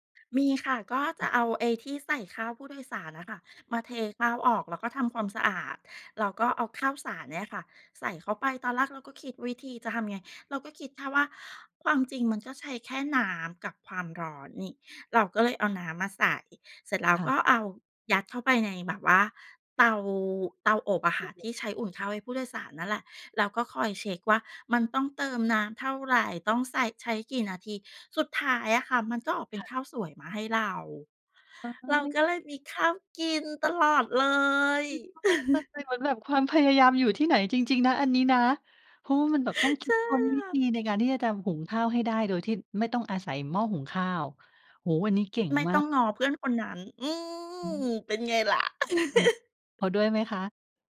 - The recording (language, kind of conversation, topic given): Thai, podcast, อาหารจานไหนที่ทำให้คุณรู้สึกเหมือนได้กลับบ้านมากที่สุด?
- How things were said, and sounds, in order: joyful: "เราก็เลยมีข้าวกินตลอดเลย"; chuckle; chuckle; tapping; chuckle